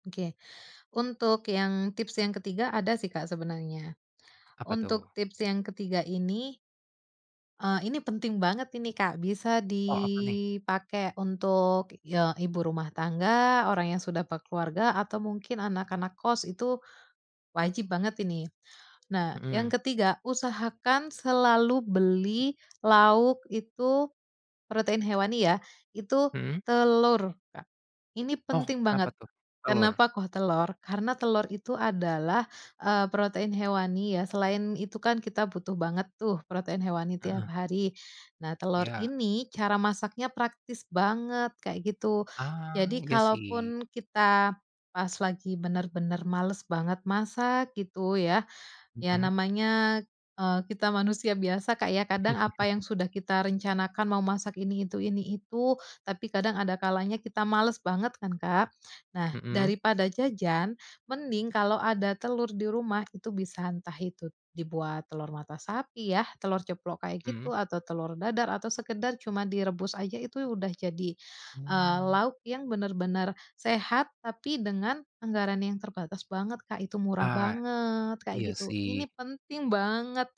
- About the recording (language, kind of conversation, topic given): Indonesian, podcast, Apa tips praktis untuk memasak dengan anggaran terbatas?
- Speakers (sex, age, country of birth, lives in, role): female, 30-34, Indonesia, Indonesia, guest; male, 25-29, Indonesia, Indonesia, host
- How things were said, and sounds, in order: drawn out: "dipakai"; laugh